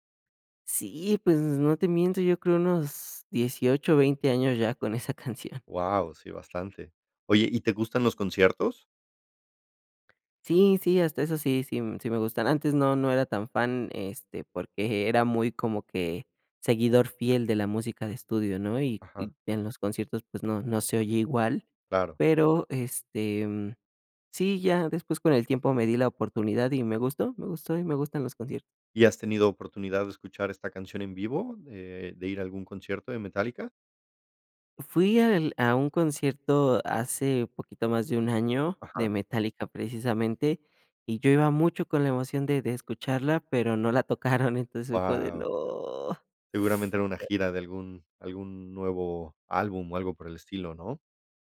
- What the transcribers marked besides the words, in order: chuckle; tapping; chuckle; unintelligible speech; other background noise
- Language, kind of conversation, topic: Spanish, podcast, ¿Cuál es tu canción favorita y por qué te conmueve tanto?
- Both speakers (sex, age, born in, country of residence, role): male, 20-24, Mexico, Mexico, guest; male, 35-39, Mexico, Poland, host